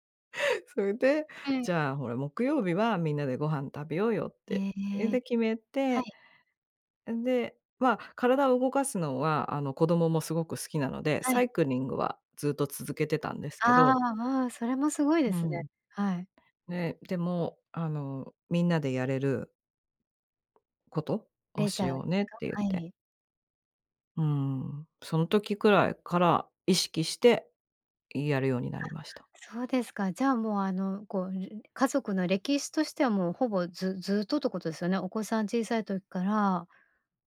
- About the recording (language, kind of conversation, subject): Japanese, podcast, 週末はご家族でどんなふうに過ごすことが多いですか？
- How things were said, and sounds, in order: none